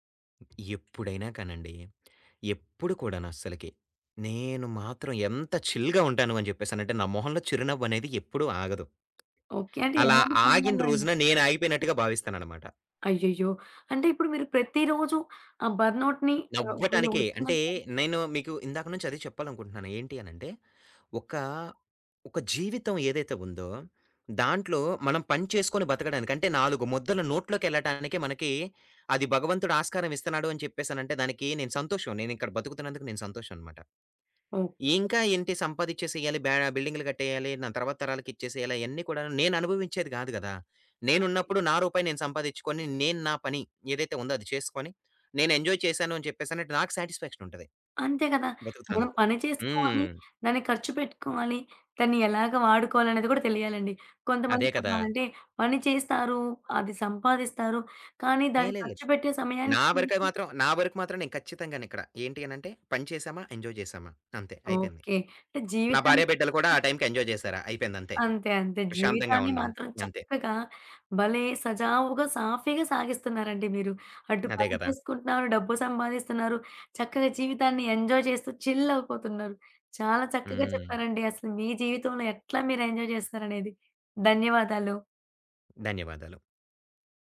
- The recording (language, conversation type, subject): Telugu, podcast, పని-జీవిత సమతుల్యాన్ని మీరు ఎలా నిర్వహిస్తారు?
- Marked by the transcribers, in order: other background noise; in English: "చిల్‌గా"; tapping; in English: "బర్న్‌ఔట్‌ని"; in English: "ఎంజాయ్"; in English: "ఎంజాయ్"; in English: "ఎంజాయ్"; in English: "ఎంజాయ్"; in English: "ఎంజాయ్"